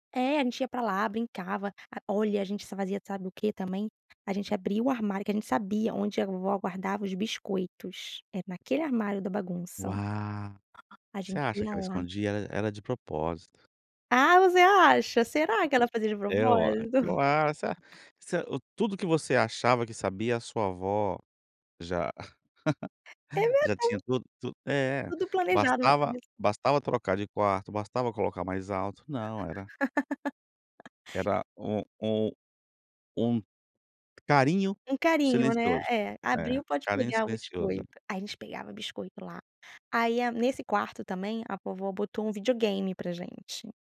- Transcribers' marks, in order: other background noise; laugh; laugh; laugh
- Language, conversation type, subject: Portuguese, podcast, Qual receita sempre te lembra de alguém querido?